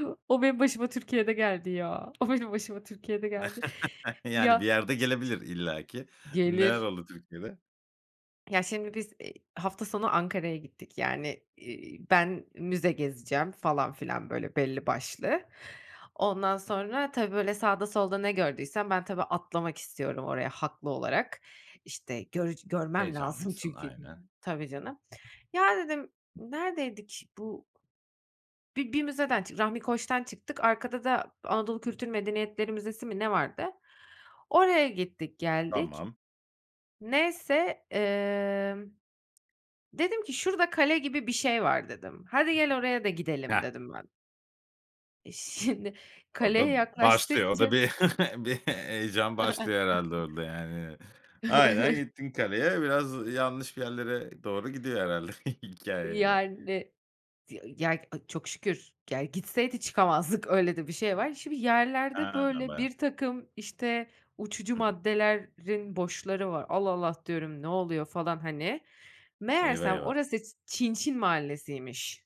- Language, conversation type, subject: Turkish, podcast, Bir yerde kaybolup beklenmedik güzellikler keşfettiğin anı anlatır mısın?
- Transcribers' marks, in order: chuckle; other background noise; tapping; laughing while speaking: "şimdi"; chuckle; laughing while speaking: "bir"; giggle; giggle; laughing while speaking: "hikâye"